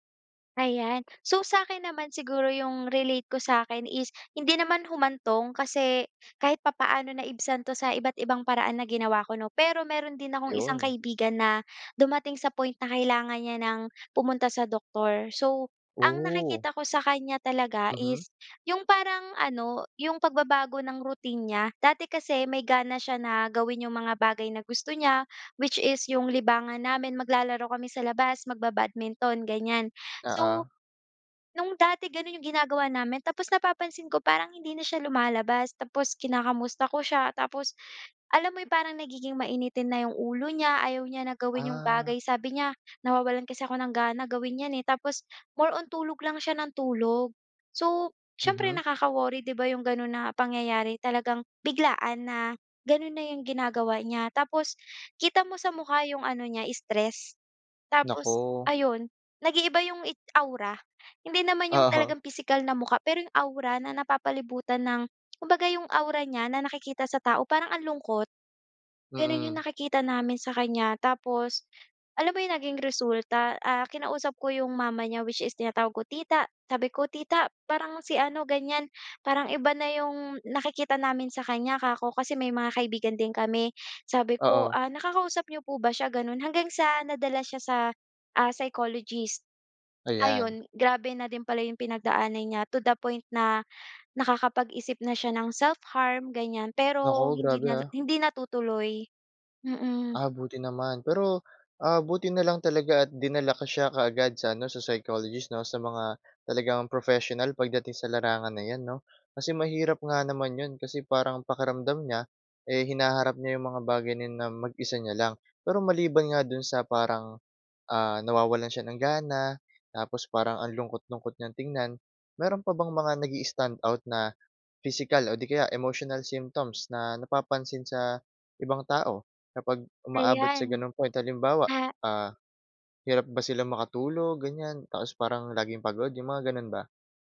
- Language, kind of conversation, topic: Filipino, podcast, Paano mo malalaman kung oras na para humingi ng tulong sa doktor o tagapayo?
- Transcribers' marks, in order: tapping; in English: "self-harm"